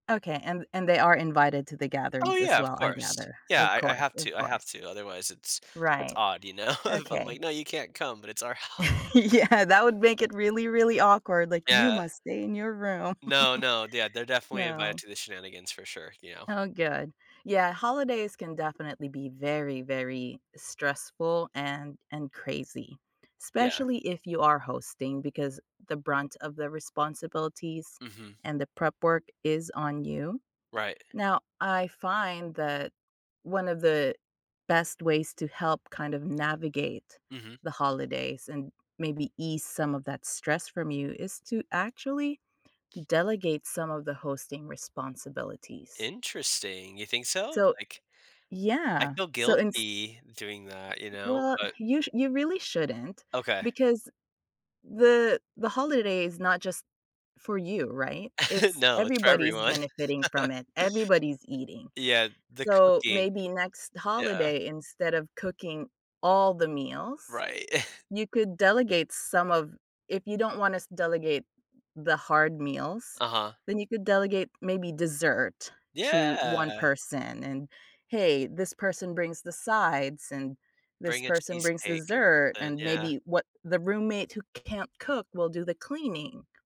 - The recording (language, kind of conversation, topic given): English, advice, How can I stay present and enjoy joyful but busy holiday family gatherings without getting overwhelmed?
- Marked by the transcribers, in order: laughing while speaking: "know?"; chuckle; laughing while speaking: "house"; other background noise; chuckle; tapping; chuckle; laugh; chuckle